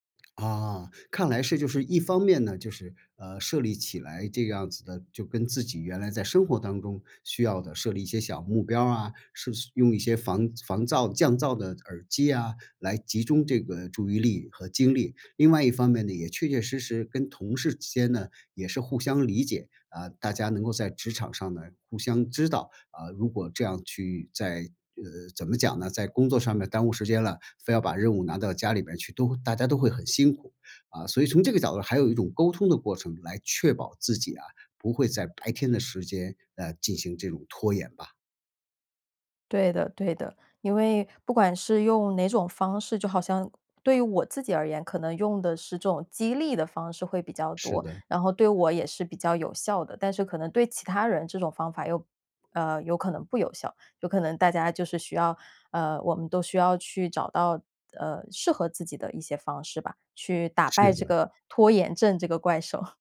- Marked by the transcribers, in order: chuckle
- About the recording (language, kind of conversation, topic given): Chinese, podcast, 你在拖延时通常会怎么处理？